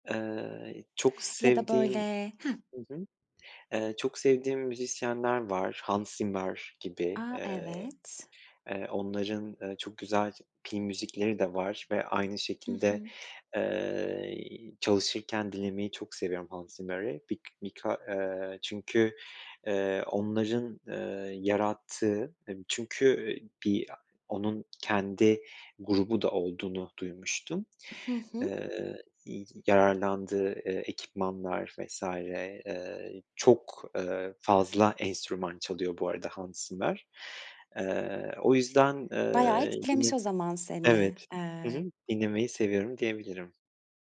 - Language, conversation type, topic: Turkish, podcast, Hayatının müzik listesinde olmazsa olmaz şarkılar hangileri?
- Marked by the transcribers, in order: other background noise; tapping